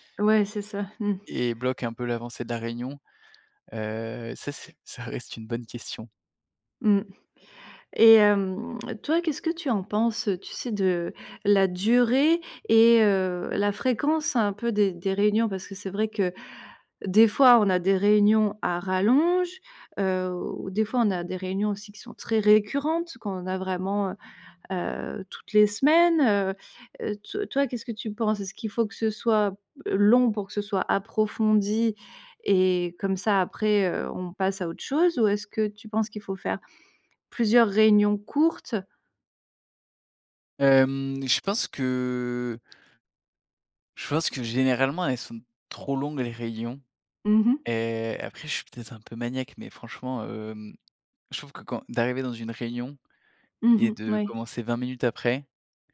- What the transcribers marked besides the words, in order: none
- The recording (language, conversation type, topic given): French, podcast, Quelle est, selon toi, la clé d’une réunion productive ?